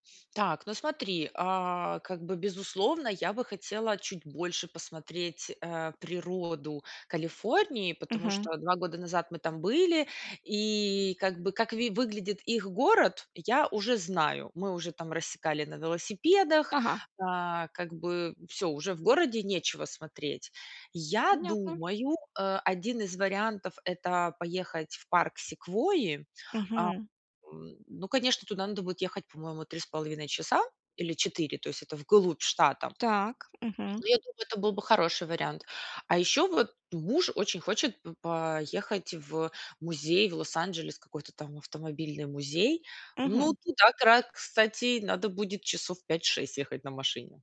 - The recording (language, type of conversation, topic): Russian, advice, Как эффективно провести короткий отпуск и успеть исследовать место?
- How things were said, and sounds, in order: tapping